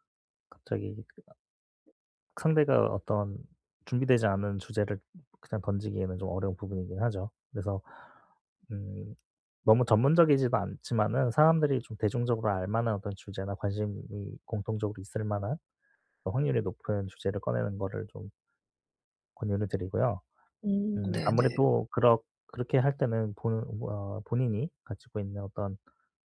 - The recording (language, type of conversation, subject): Korean, advice, 파티나 모임에서 어색함을 자주 느끼는데 어떻게 하면 자연스럽게 어울릴 수 있을까요?
- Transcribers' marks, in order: other background noise; tapping